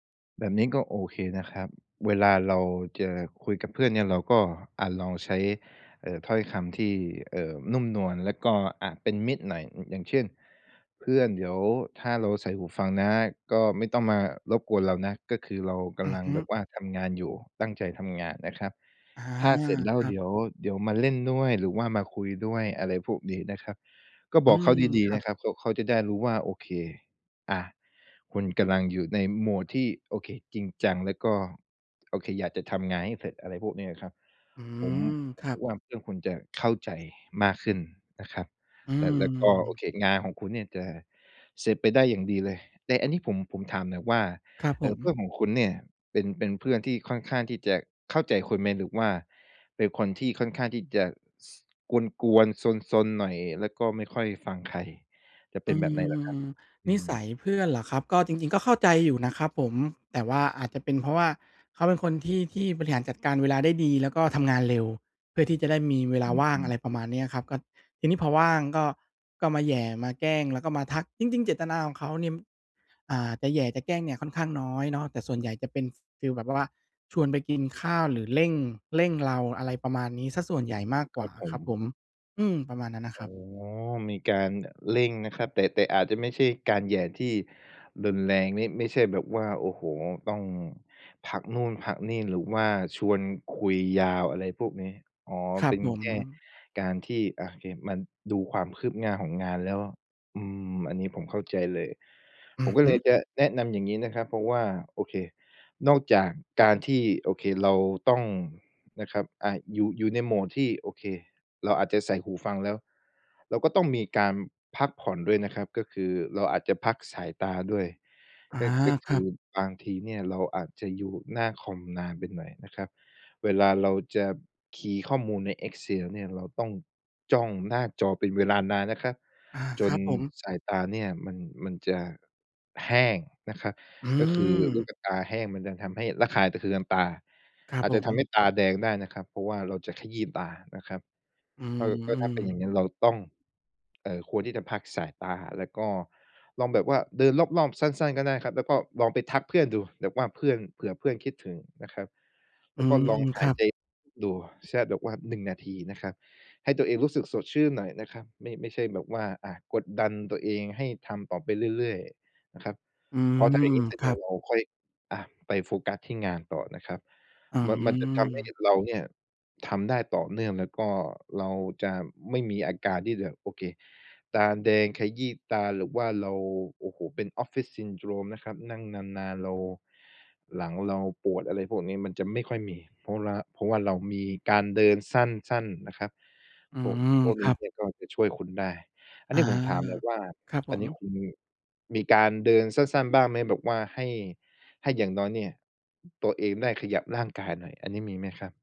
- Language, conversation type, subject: Thai, advice, จะทำอย่างไรให้มีสมาธิกับงานสร้างสรรค์เมื่อถูกรบกวนบ่อยๆ?
- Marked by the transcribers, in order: none